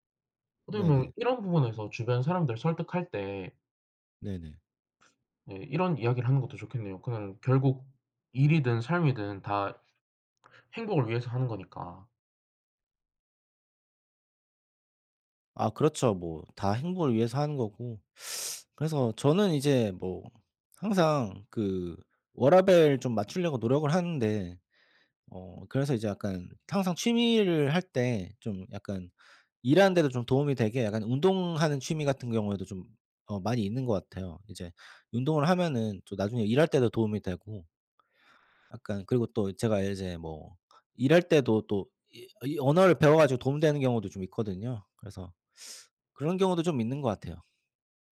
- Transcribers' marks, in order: other background noise; tapping; teeth sucking; teeth sucking
- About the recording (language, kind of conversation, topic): Korean, unstructured, 취미 활동에 드는 비용이 너무 많을 때 상대방을 어떻게 설득하면 좋을까요?